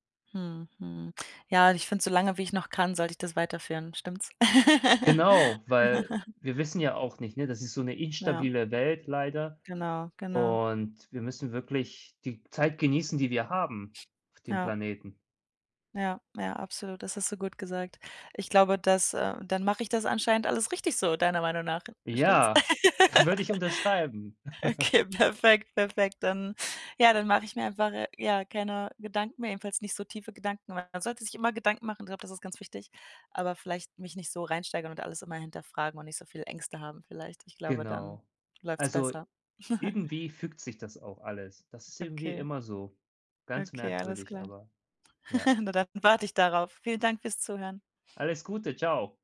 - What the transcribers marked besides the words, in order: laugh; tapping; laugh; chuckle; other background noise; chuckle; chuckle
- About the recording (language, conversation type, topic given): German, advice, Wie kann ich beim Reisen mit der Angst vor dem Unbekannten ruhig bleiben?